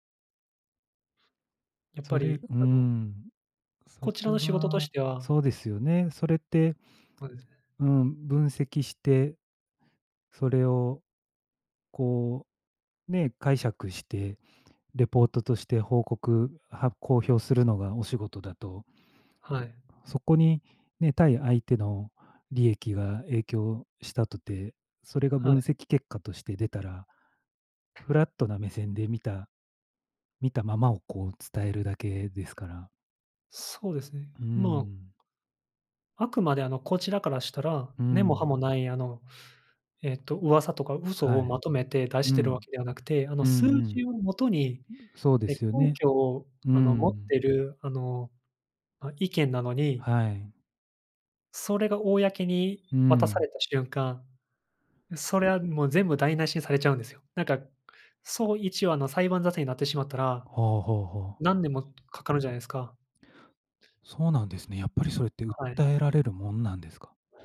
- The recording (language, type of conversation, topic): Japanese, unstructured, 政府の役割はどこまであるべきだと思いますか？
- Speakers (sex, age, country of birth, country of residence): male, 25-29, South Korea, Japan; male, 45-49, Japan, Japan
- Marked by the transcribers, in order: tapping